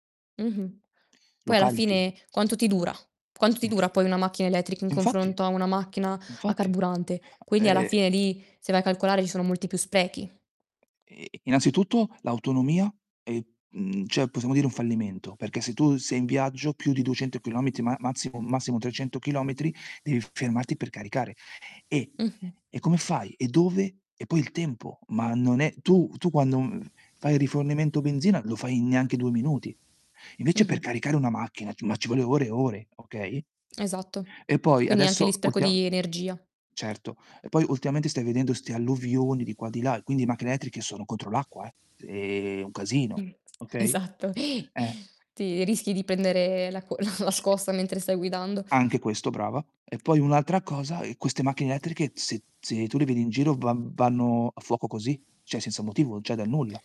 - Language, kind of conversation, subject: Italian, unstructured, Come può la tecnologia aiutare a proteggere l’ambiente?
- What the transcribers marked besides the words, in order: distorted speech; unintelligible speech; tapping; "cioè" said as "ceh"; static; drawn out: "Se"; laughing while speaking: "esatto"; laughing while speaking: "la"; "cioè" said as "ceh"; "cioè" said as "ceh"